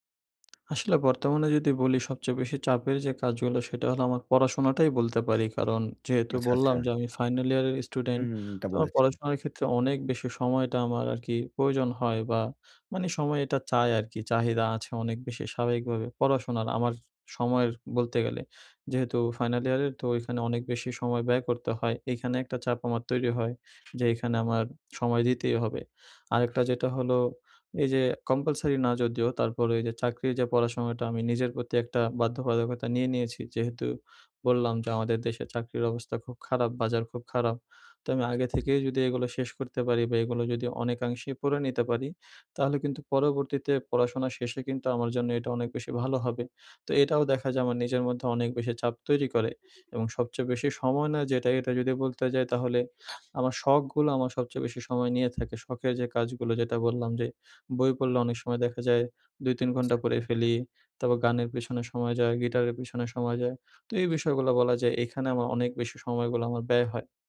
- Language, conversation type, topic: Bengali, advice, সময় ও অগ্রাধিকার নির্ধারণে সমস্যা
- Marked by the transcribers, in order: lip smack; other noise; other background noise